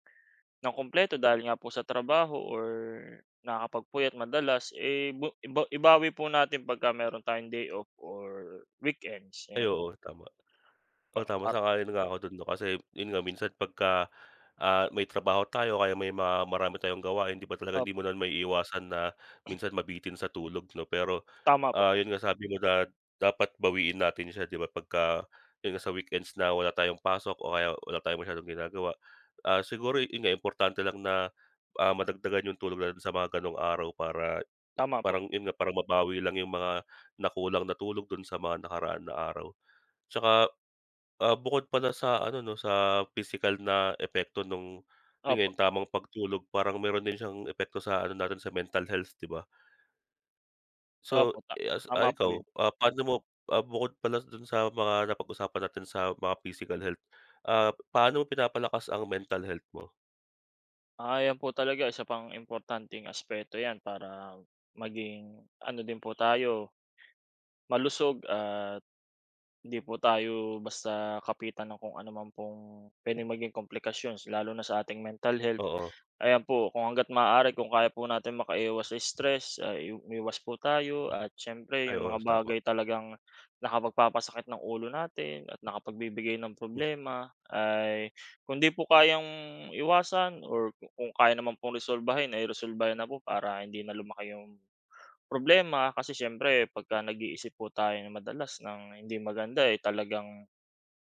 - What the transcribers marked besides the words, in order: other background noise
- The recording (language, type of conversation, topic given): Filipino, unstructured, Ano ang ginagawa mo araw-araw para mapanatili ang kalusugan mo?